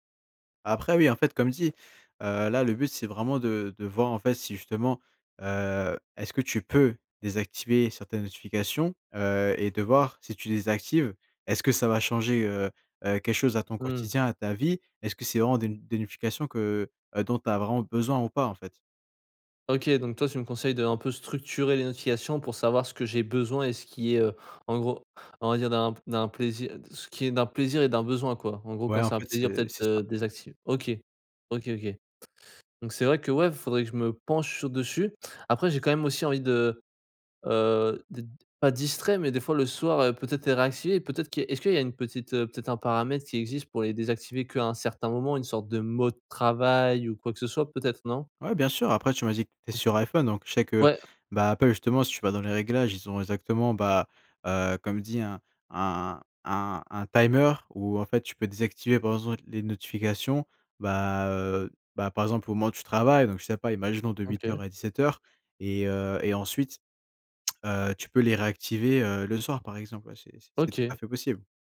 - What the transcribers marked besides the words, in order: stressed: "peux"; other background noise; stressed: "mode"; stressed: "timer"; "exemple" said as "ezem"; tongue click
- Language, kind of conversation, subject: French, advice, Quelles sont tes distractions les plus fréquentes (notifications, réseaux sociaux, courriels) ?